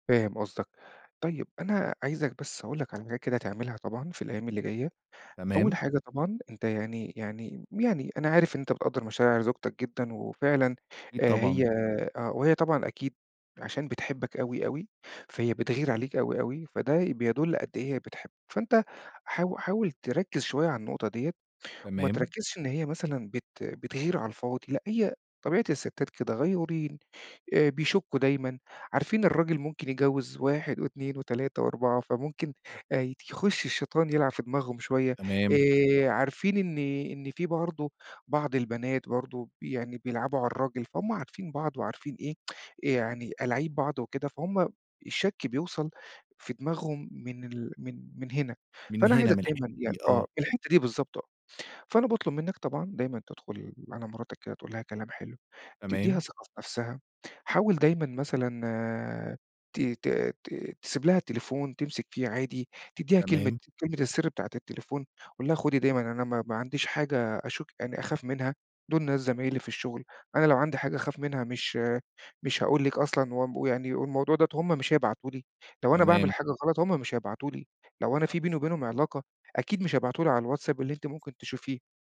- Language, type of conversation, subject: Arabic, advice, إزاي بتوصف الشك اللي بتحسّ بيه بعد ما تلاحظ رسايل أو تصرّفات غامضة؟
- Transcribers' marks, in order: tapping; tsk